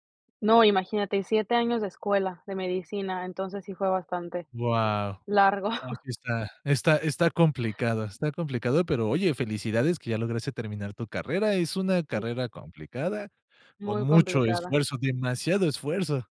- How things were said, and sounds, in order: chuckle; other background noise
- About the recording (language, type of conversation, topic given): Spanish, podcast, ¿Cómo influye el dinero en las decisiones de pareja?